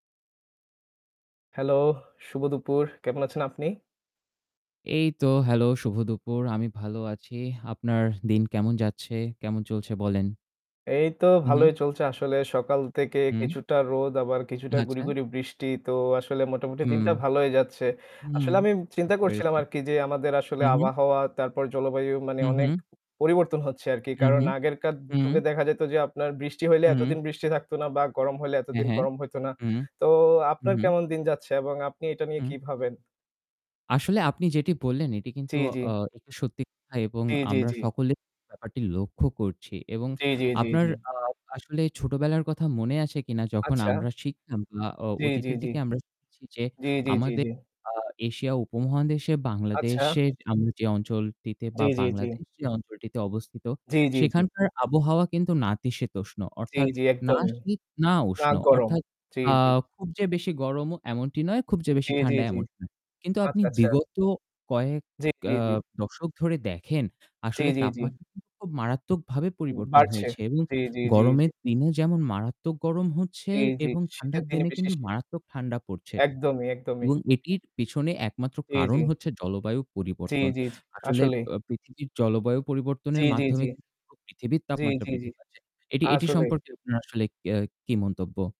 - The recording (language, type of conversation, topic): Bengali, unstructured, আমরা জলবায়ু পরিবর্তনের প্রভাব কীভাবে বুঝতে পারি?
- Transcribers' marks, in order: static; tapping; unintelligible speech; distorted speech; unintelligible speech; unintelligible speech